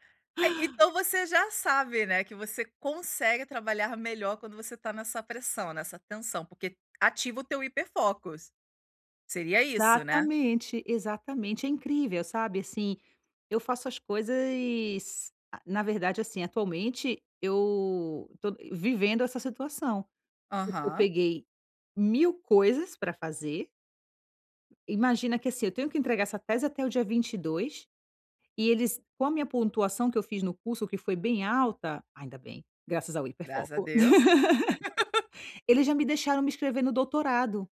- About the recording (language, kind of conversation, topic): Portuguese, advice, Como posso priorizar tarefas para crescer sem me sobrecarregar?
- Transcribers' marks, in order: tapping; laugh